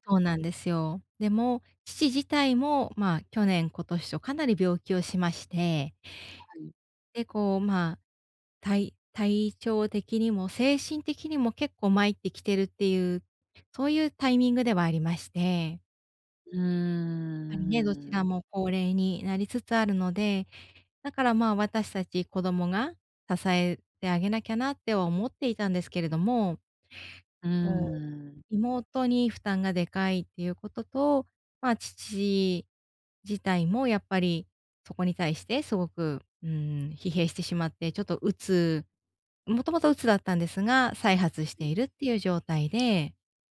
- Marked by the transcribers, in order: tapping
- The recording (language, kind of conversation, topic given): Japanese, advice, 介護と仕事をどのように両立すればよいですか？